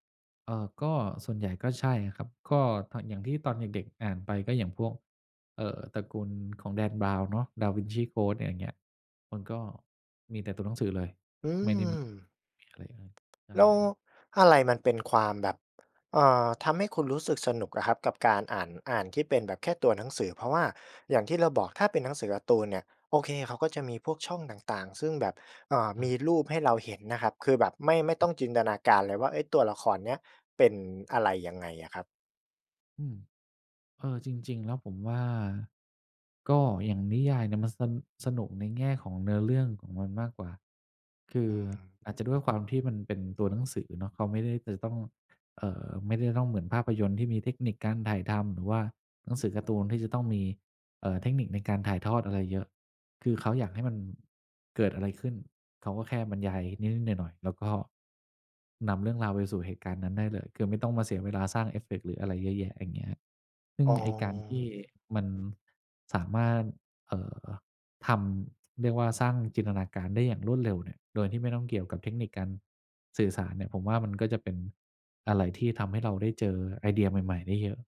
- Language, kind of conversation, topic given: Thai, podcast, ช่วงนี้คุณได้กลับมาทำงานอดิเรกอะไรอีกบ้าง แล้วอะไรทำให้คุณอยากกลับมาทำอีกครั้ง?
- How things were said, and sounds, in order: tapping